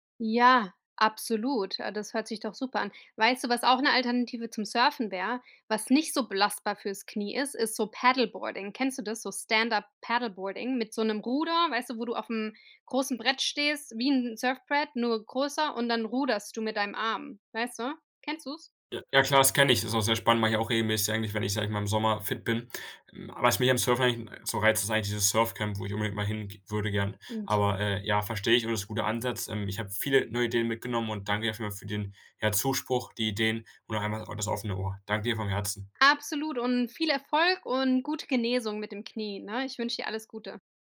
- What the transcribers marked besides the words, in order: put-on voice: "Paddleboarding"; put-on voice: "Stand-up-Paddleboarding"; unintelligible speech
- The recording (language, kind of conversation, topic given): German, advice, Wie kann ich nach einer längeren Pause meine Leidenschaft wiederfinden?